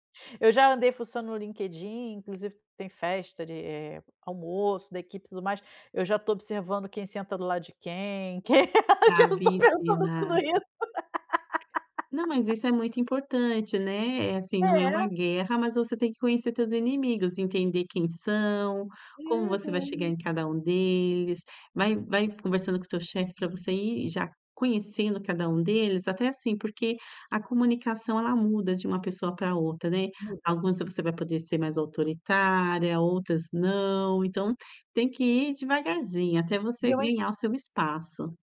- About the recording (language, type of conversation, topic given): Portuguese, advice, Como posso equilibrar apontar erros e reconhecer acertos?
- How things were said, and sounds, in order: laughing while speaking: "que eu estou pensando tudo isso"; tapping; laugh